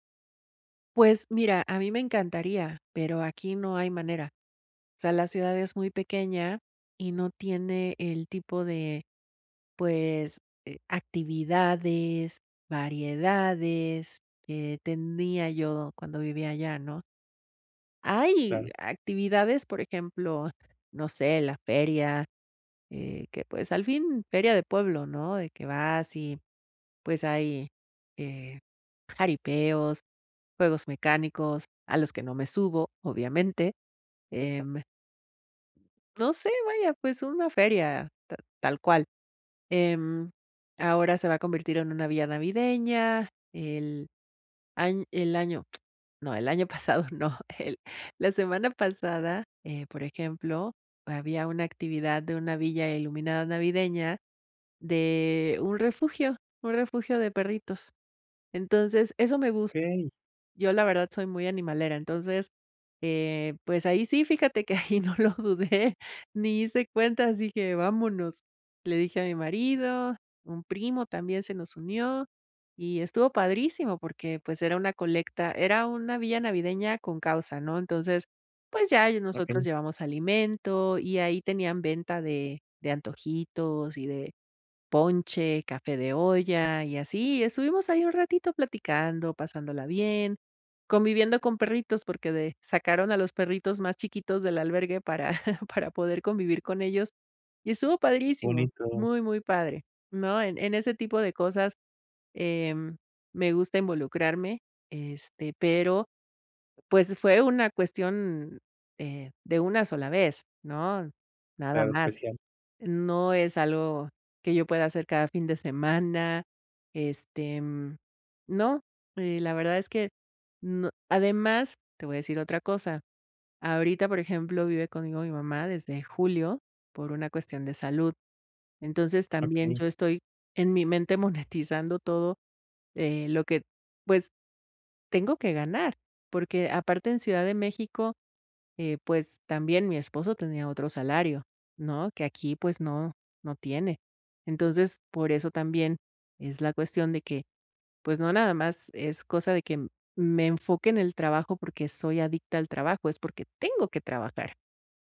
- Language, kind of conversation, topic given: Spanish, advice, ¿Por qué me siento culpable al descansar o divertirme en lugar de trabajar?
- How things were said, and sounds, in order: other background noise; unintelligible speech; other noise; laughing while speaking: "el año pasado no"; laughing while speaking: "ahí no lo dudé"; chuckle; laughing while speaking: "monetizando"